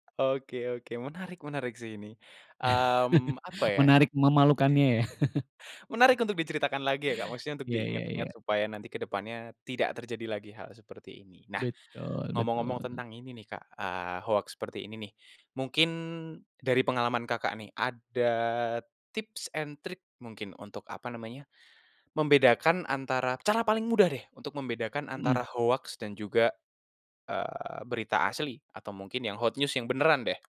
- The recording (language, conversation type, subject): Indonesian, podcast, Pernahkah kamu tertipu hoaks, dan bagaimana reaksimu saat menyadarinya?
- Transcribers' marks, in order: tapping; chuckle; other background noise; chuckle; in English: "tips and trick"; in English: "hot news"